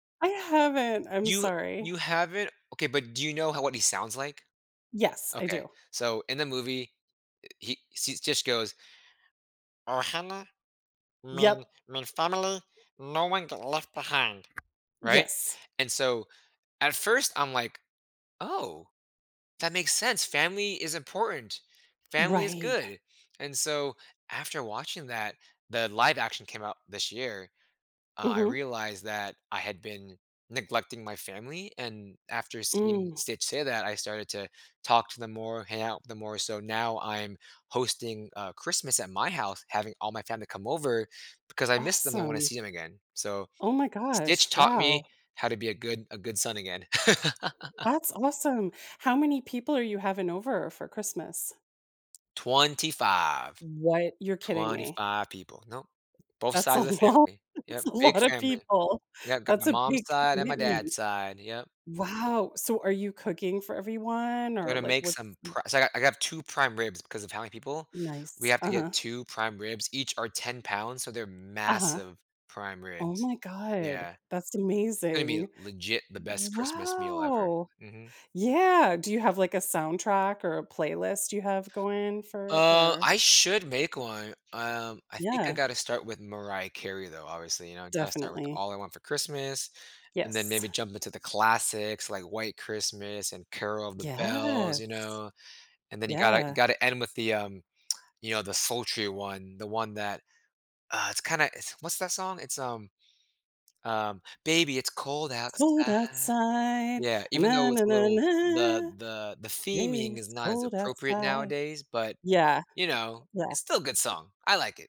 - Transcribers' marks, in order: put-on voice: "Ohana mean mean family. No one get left behind"; in another language: "Ohana"; other background noise; tapping; laugh; laughing while speaking: "That's a lot. That's a lotta people"; stressed: "massive"; drawn out: "Wow!"; lip smack; singing: "baby, it's cold outside"; singing: "It's cold outside. Baby, it's cold outside"; humming a tune
- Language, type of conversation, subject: English, unstructured, How can a movie's surprising lesson help me in real life?